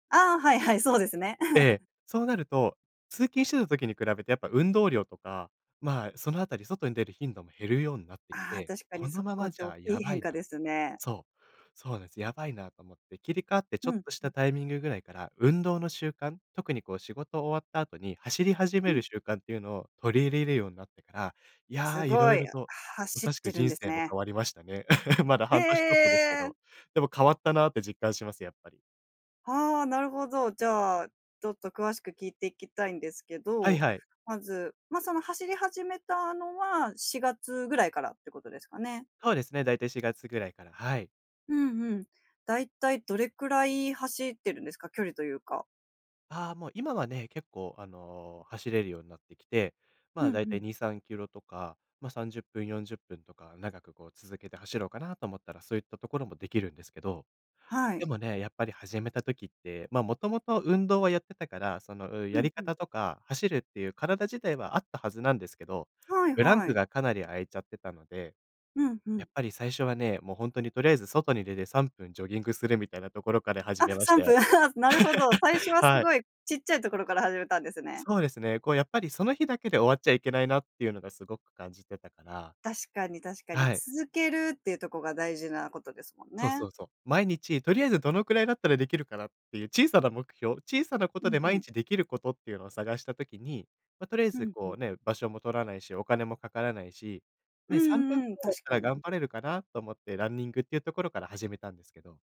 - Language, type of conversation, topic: Japanese, podcast, 新しい習慣で人生が変わったことはありますか？
- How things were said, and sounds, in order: chuckle; chuckle; joyful: "ええ"; laughing while speaking: "はあ、す"; laugh; unintelligible speech